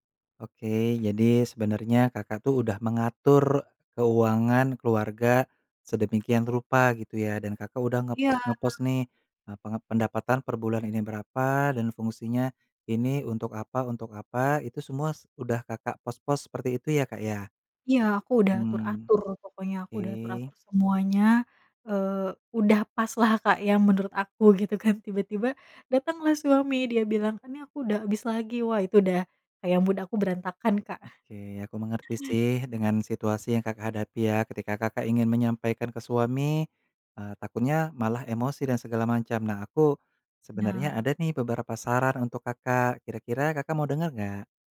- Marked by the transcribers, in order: in English: "mood"
- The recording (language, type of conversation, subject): Indonesian, advice, Mengapa saya sering bertengkar dengan pasangan tentang keuangan keluarga, dan bagaimana cara mengatasinya?